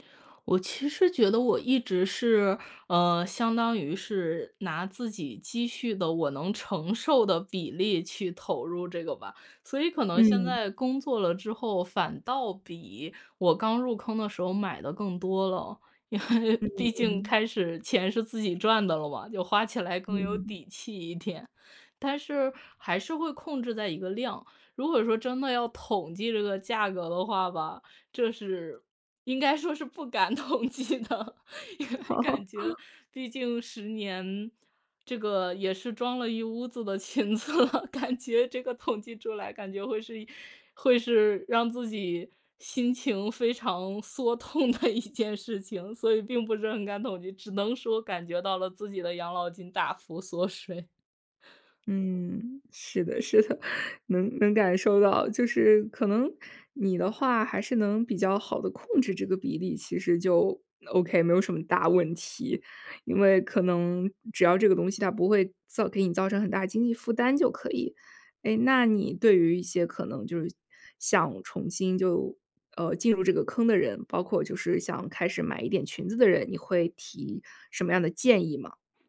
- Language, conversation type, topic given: Chinese, podcast, 你是怎么开始这个爱好的？
- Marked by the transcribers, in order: laughing while speaking: "因为毕竟"; laughing while speaking: "一点"; laughing while speaking: "不敢统计的，因为感觉"; laugh; laughing while speaking: "裙子了。感觉这个统计出来感觉会是"; laughing while speaking: "缩痛的一件事情，所以并不是很敢统计"; laughing while speaking: "缩水"; other background noise; laughing while speaking: "是的"; laugh